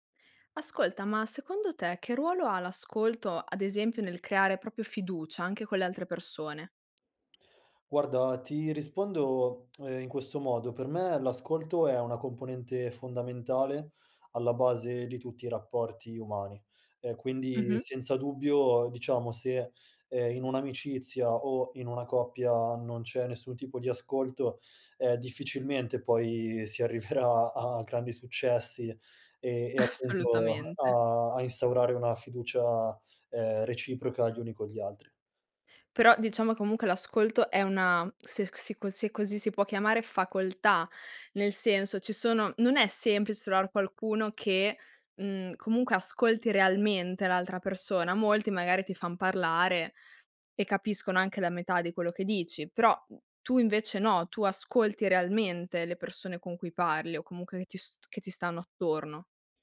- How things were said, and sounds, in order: "proprio" said as "propio"; tsk; laughing while speaking: "arriverà"; laughing while speaking: "Assolutamente"
- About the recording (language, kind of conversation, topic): Italian, podcast, Che ruolo ha l'ascolto nel creare fiducia?